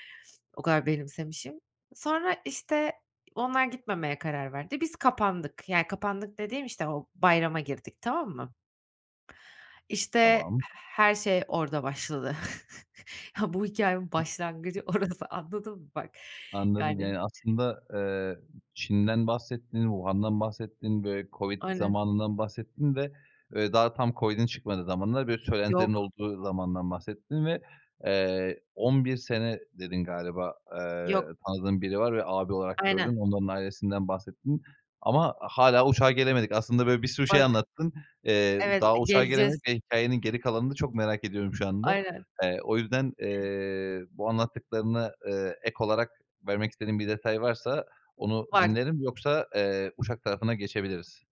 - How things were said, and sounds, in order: tapping; chuckle; unintelligible speech; other background noise; unintelligible speech
- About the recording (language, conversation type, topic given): Turkish, podcast, Uçağı kaçırdığın bir anın var mı?